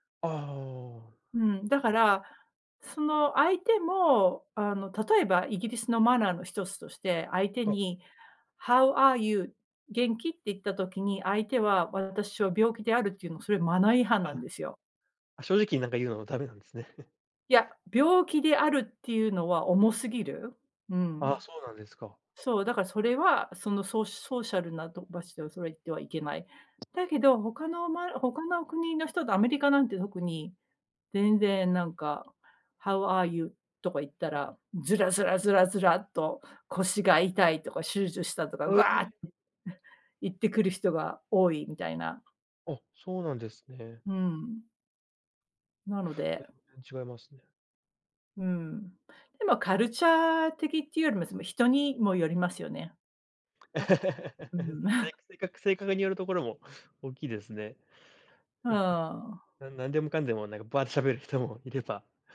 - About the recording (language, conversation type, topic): Japanese, unstructured, 最近、自分が成長したと感じたことは何ですか？
- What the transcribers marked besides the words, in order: put-on voice: "How are you？"; in English: "How are you？"; other background noise; laugh; in English: "ソーシャル"; put-on voice: "How are you？"; in English: "How are you？"; "手術" said as "しゅじゅ"; laugh; chuckle; chuckle